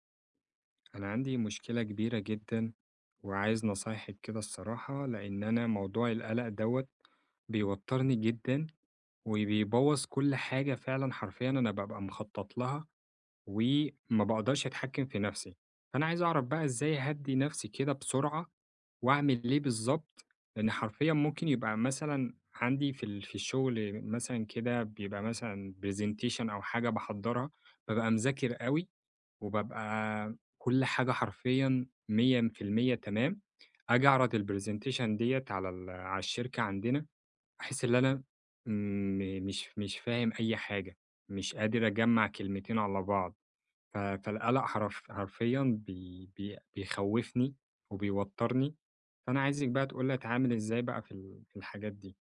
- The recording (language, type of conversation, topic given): Arabic, advice, إزاي أهدّي نفسي بسرعة لما تبدأ عندي أعراض القلق؟
- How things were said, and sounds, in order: tapping; in English: "Presentation"; in English: "ال Presentation"